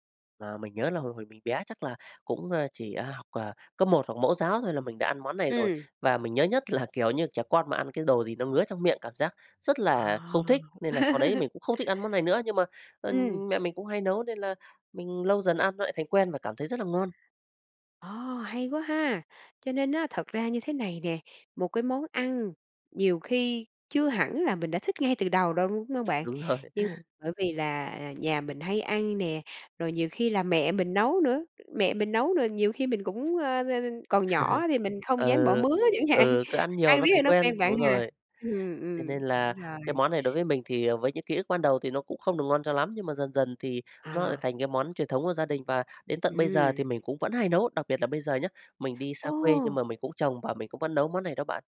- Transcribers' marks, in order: laughing while speaking: "là, kiểu, như"; laugh; tapping; chuckle; chuckle; laughing while speaking: "bỏ mứa chẳng hạn. Ăn riết rồi nó quen bạn ha?"
- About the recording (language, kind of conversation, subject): Vietnamese, podcast, Bạn nhớ kỷ niệm nào gắn liền với một món ăn trong ký ức của mình?